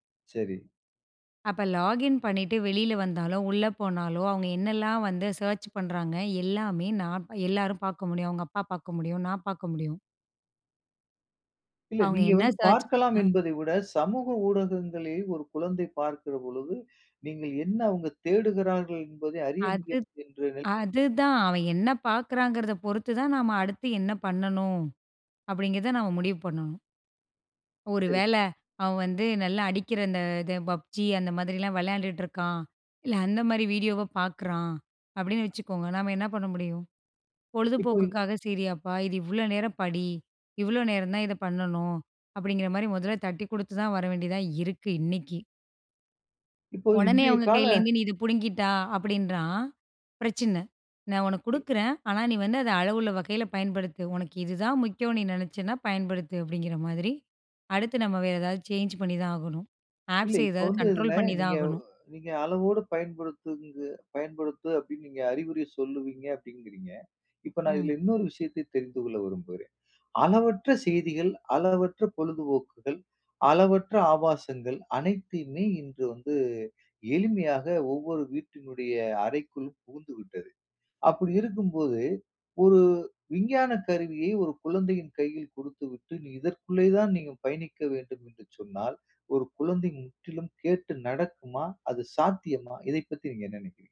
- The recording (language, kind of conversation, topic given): Tamil, podcast, குழந்தைகள் ஆன்லைனில் இருக்கும் போது பெற்றோர் என்னென்ன விஷயங்களை கவனிக்க வேண்டும்?
- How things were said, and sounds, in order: in English: "லாகின்"; in English: "சர்ச்"; in English: "சர்ச்"; in English: "பப்ஜி"; in English: "சேஞ்ச்"; in English: "ஆப்ஸ்"; in English: "கண்ட்ரோல்"